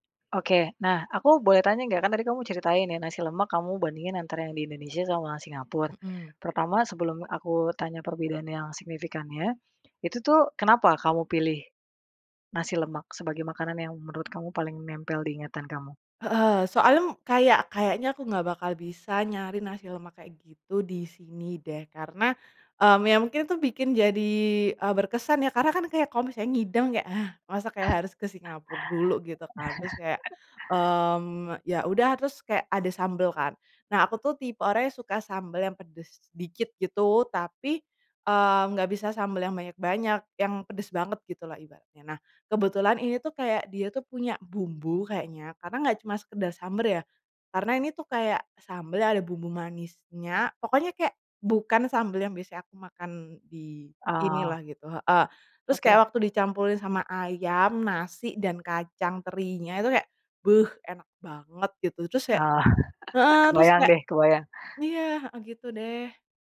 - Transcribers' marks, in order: chuckle; chuckle; tapping
- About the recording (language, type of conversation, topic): Indonesian, podcast, Apa pengalaman makan atau kuliner yang paling berkesan?